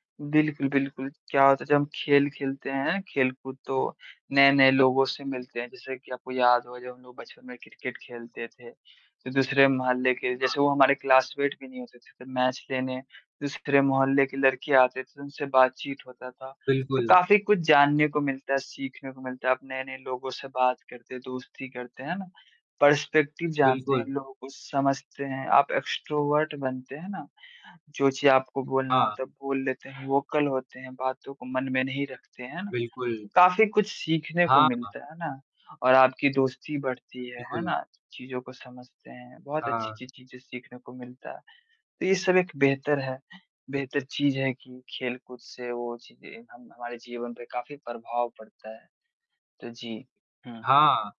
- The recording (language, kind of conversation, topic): Hindi, unstructured, खेलकूद से बच्चों के विकास पर क्या असर पड़ता है?
- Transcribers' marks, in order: static; distorted speech; in English: "क्लासमेट"; in English: "पर्सपेक्टिव"; in English: "एक्सट्रोवर्ट"; in English: "वोकल"; other noise